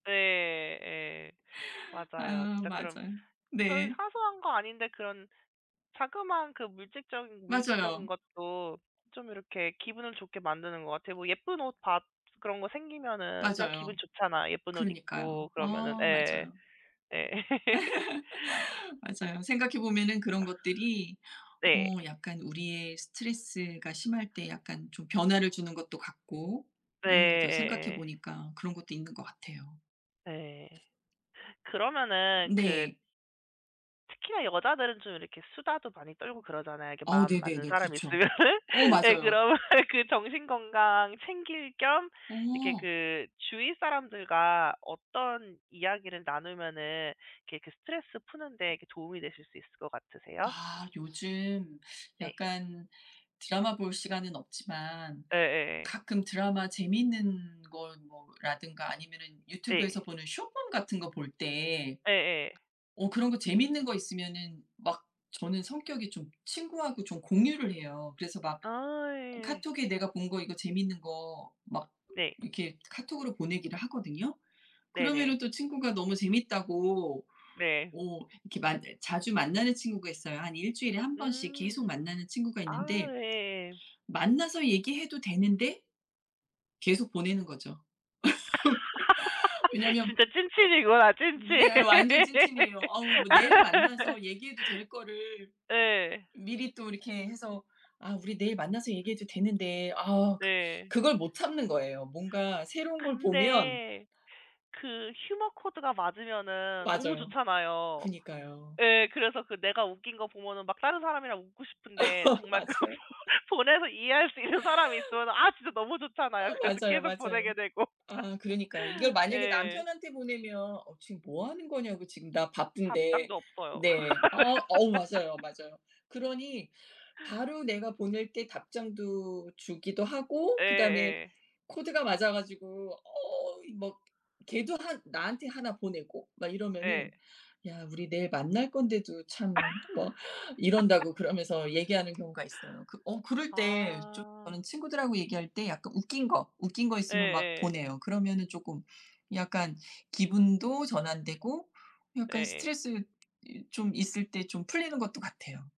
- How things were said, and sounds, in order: other background noise; laugh; laughing while speaking: "있으면은"; laughing while speaking: "그러면"; laugh; laugh; laughing while speaking: "찐친"; laugh; tapping; put-on voice: "유머"; laughing while speaking: "그거 보"; laugh; laughing while speaking: "있는"; laughing while speaking: "되고"; laugh; laugh; laugh
- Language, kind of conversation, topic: Korean, unstructured, 정신 건강을 위해 가장 중요한 습관은 무엇인가요?